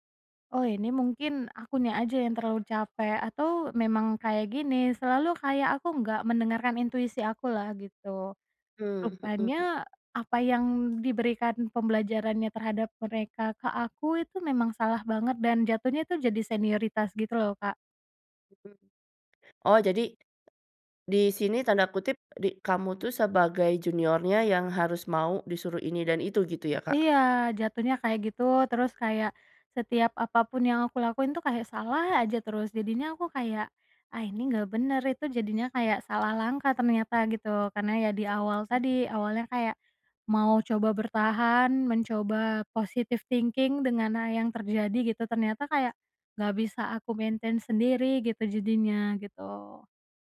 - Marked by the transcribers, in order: other background noise; tapping; in English: "positive thinking"; in English: "maintain"
- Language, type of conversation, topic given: Indonesian, podcast, Bagaimana cara kamu memaafkan diri sendiri setelah melakukan kesalahan?